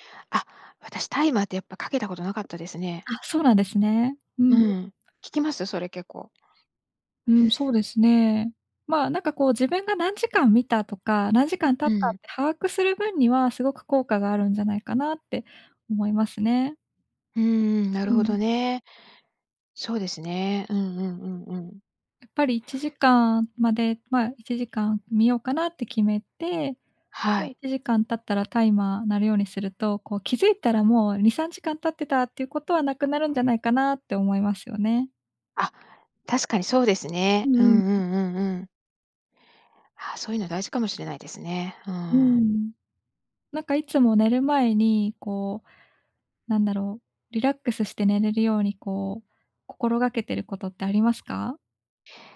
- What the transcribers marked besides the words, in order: other noise
- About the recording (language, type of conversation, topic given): Japanese, advice, 安らかな眠りを優先したいのですが、夜の習慣との葛藤をどう解消すればよいですか？